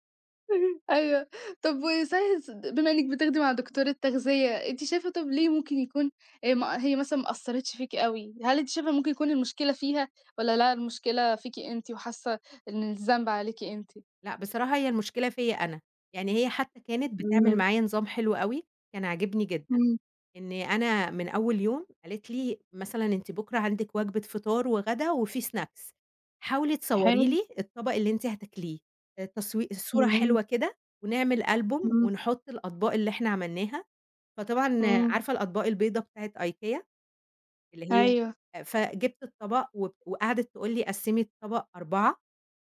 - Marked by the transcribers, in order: laugh; unintelligible speech; in English: "snacks"
- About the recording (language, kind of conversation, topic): Arabic, podcast, إزاي بتختار أكل صحي؟